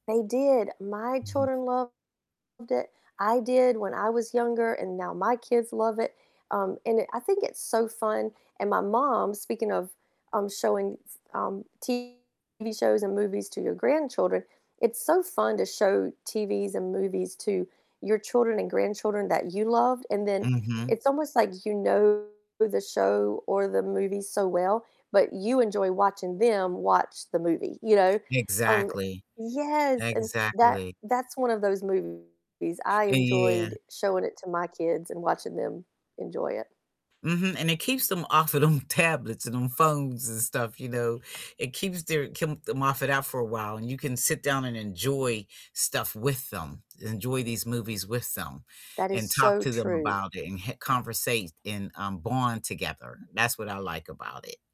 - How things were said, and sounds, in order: distorted speech; other background noise; laughing while speaking: "off of them"; tapping; "keep" said as "keem"
- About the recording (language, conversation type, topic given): English, unstructured, Which TV shows are you recommending to everyone right now, and why do they resonate with you?
- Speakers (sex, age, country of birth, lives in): female, 50-54, United States, United States; female, 70-74, United States, United States